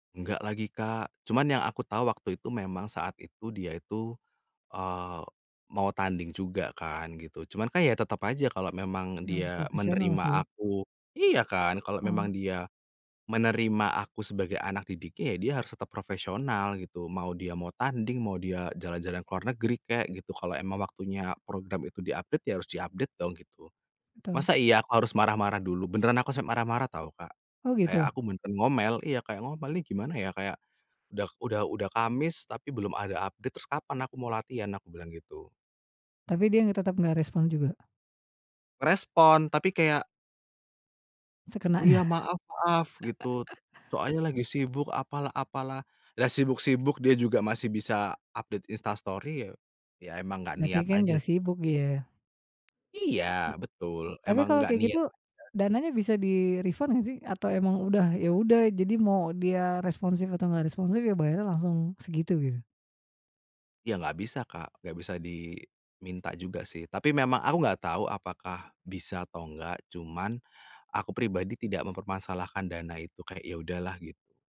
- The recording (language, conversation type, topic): Indonesian, podcast, Apa responsmu ketika kamu merasa mentormu keliru?
- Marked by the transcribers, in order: in English: "di-update"; in English: "di-update"; in English: "update"; other background noise; chuckle; in English: "update"; in English: "di-refund"; tapping